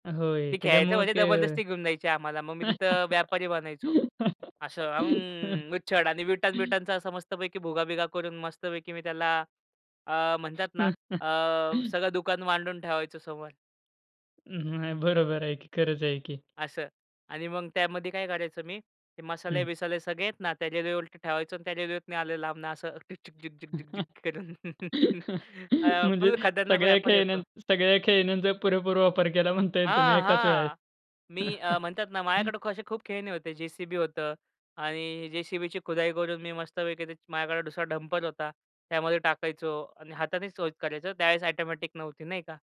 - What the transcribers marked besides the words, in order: laugh; chuckle; chuckle; chuckle; tapping; laughing while speaking: "म्हणजे सगळ्या खेळण्या सगळ्या खेळण्यांचा … तुम्ही एकाच वेळेस"; chuckle; chuckle; unintelligible speech
- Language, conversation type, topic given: Marathi, podcast, तुझे पहिले आवडते खेळणे किंवा वस्तू कोणती होती?